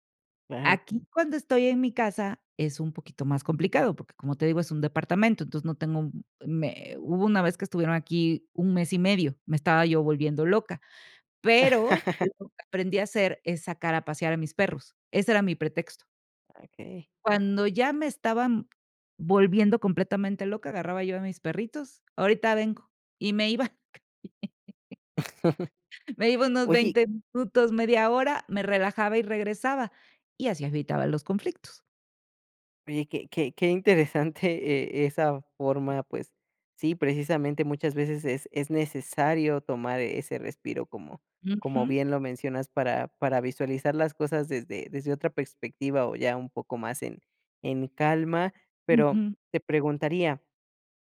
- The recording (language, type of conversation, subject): Spanish, podcast, ¿Cómo puedes reconocer tu parte en un conflicto familiar?
- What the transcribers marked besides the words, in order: laugh; laugh; other background noise